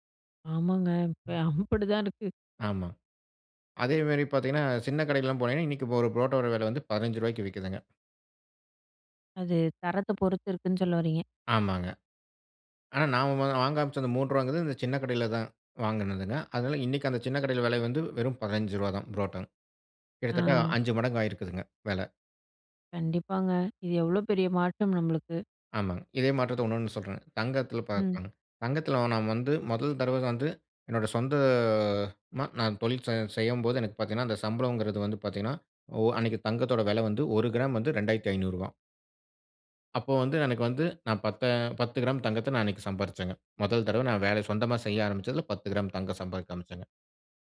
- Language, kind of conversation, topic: Tamil, podcast, மாற்றம் நடந்த காலத்தில் உங்கள் பணவரவு-செலவுகளை எப்படிச் சரிபார்த்து திட்டமிட்டீர்கள்?
- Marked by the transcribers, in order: "அப்டிதான்" said as "அம்படுதான்"; tapping; drawn out: "சொந்த"